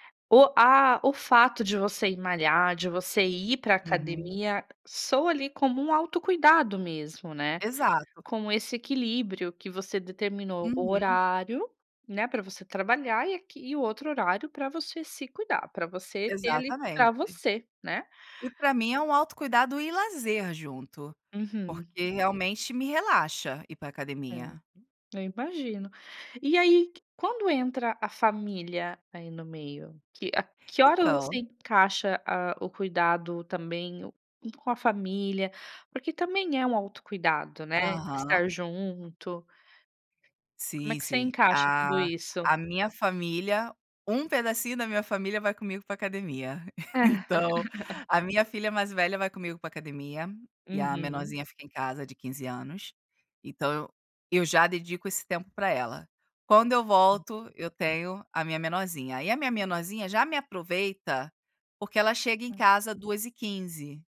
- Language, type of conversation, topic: Portuguese, podcast, Como você equilibra trabalho, lazer e autocuidado?
- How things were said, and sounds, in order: other background noise; chuckle; laugh